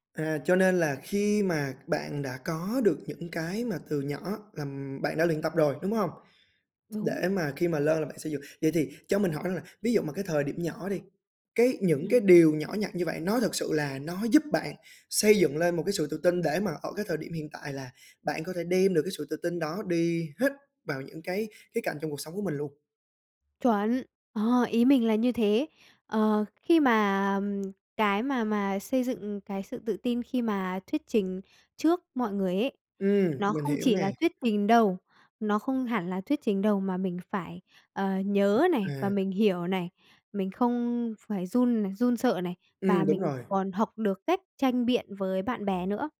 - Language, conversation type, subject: Vietnamese, podcast, Điều gì giúp bạn xây dựng sự tự tin?
- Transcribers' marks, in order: tapping; other background noise